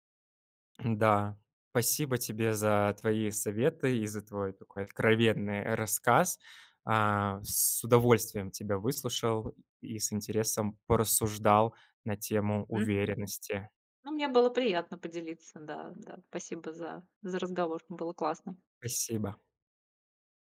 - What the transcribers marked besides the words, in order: none
- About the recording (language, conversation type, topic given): Russian, podcast, Как вы перестали сравнивать себя с другими?